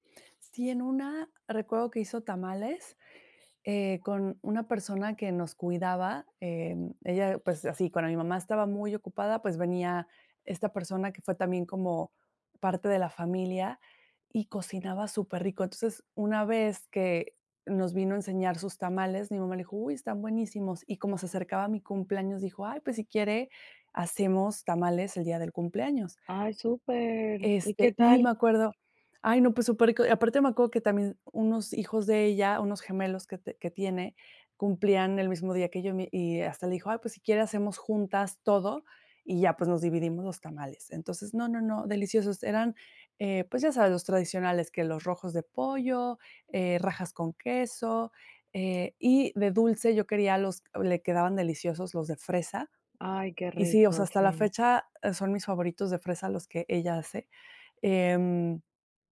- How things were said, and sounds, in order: none
- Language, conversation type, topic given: Spanish, podcast, ¿Qué comidas recuerdas de las fiestas de tu infancia?